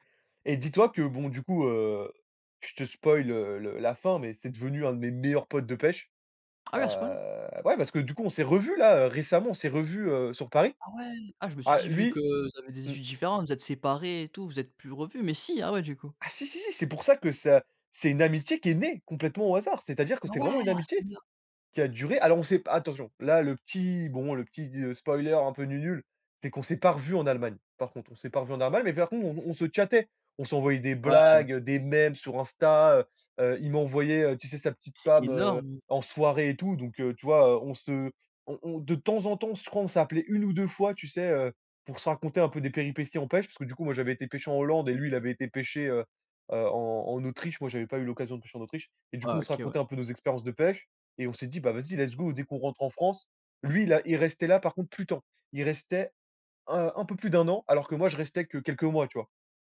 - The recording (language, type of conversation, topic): French, podcast, Pouvez-vous nous raconter l’histoire d’une amitié née par hasard à l’étranger ?
- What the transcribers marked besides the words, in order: tapping; surprised: "Ah, ouais ? a ce point là ?"; in English: "let's go"